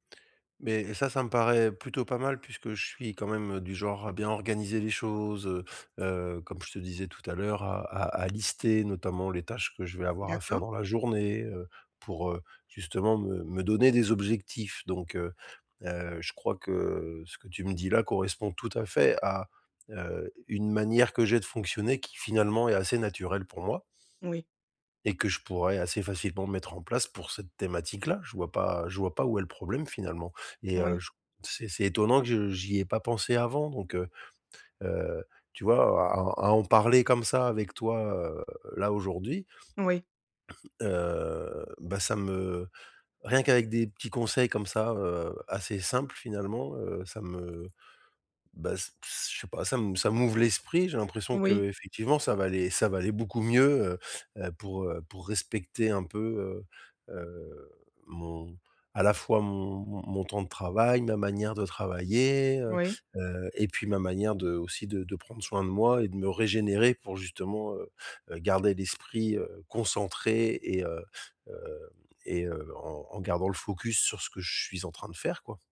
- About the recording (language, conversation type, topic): French, advice, Comment garder mon énergie et ma motivation tout au long de la journée ?
- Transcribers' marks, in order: cough